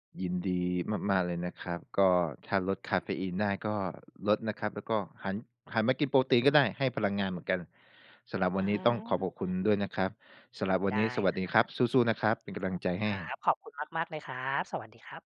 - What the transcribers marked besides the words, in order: none
- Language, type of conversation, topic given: Thai, advice, คาเฟอีนหรือยาที่รับประทานส่งผลต่อการนอนของฉันอย่างไร และฉันควรปรับอย่างไรดี?